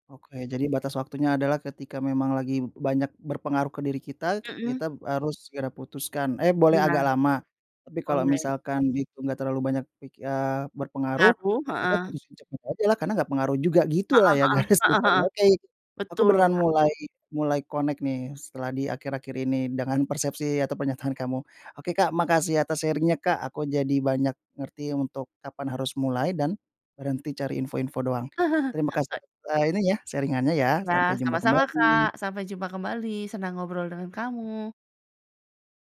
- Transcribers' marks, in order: in English: "connect"; in English: "sharing-nya"; chuckle; other background noise; in English: "sharing-annya"
- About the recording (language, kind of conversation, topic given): Indonesian, podcast, Kapan kamu memutuskan untuk berhenti mencari informasi dan mulai praktik?